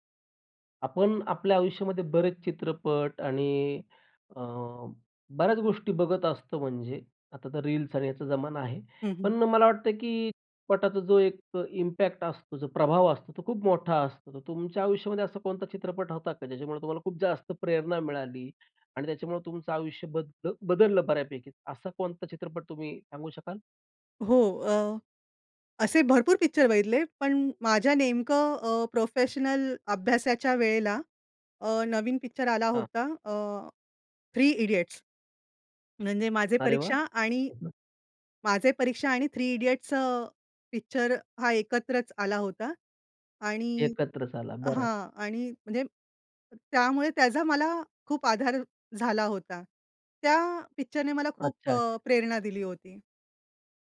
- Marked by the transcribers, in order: in English: "इम्पॅक्ट"; unintelligible speech; laughing while speaking: "त्याचा मला"
- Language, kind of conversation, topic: Marathi, podcast, कुठल्या चित्रपटाने तुम्हाला सर्वात जास्त प्रेरणा दिली आणि का?